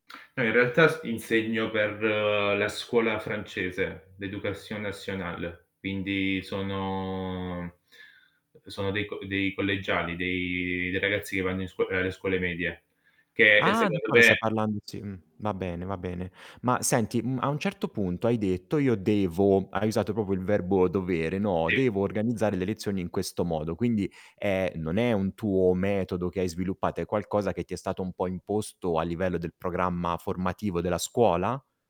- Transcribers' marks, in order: static; in French: "l'Éducation nationale"; drawn out: "sono"; "proprio" said as "popo"
- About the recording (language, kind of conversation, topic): Italian, podcast, Come affronti il blocco creativo quando ti senti fermo?
- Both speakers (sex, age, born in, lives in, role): male, 30-34, Italy, France, guest; male, 35-39, Italy, France, host